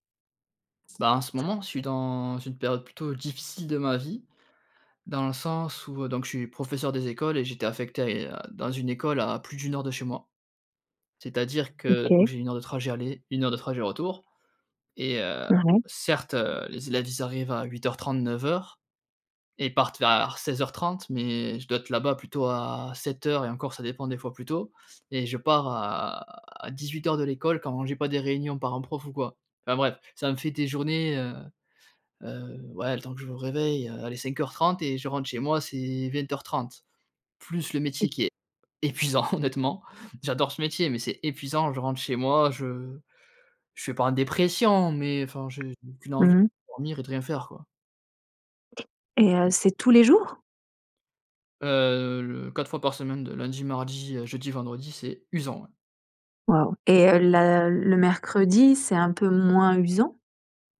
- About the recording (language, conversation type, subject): French, advice, Comment décririez-vous votre épuisement émotionnel après de longues heures de travail ?
- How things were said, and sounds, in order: tapping; other noise; laughing while speaking: "épuisant"